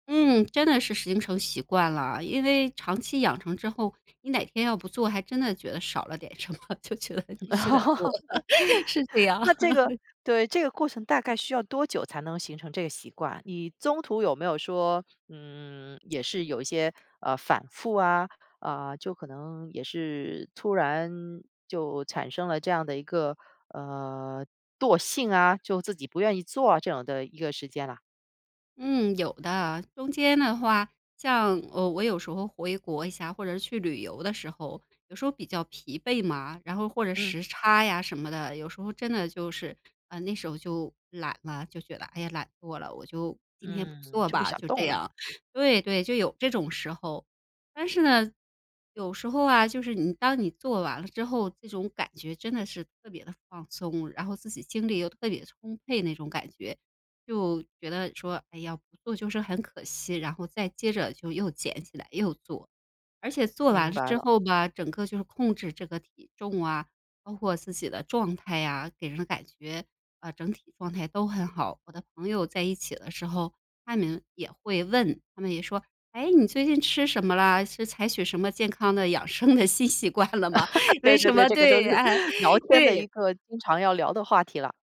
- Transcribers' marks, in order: laughing while speaking: "就觉得必须得做，是这样"; laugh; laughing while speaking: "新习惯了吗？为什么 对 啊，对"; laugh
- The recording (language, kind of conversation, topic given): Chinese, podcast, 你怎样才能避免很快放弃健康的新习惯？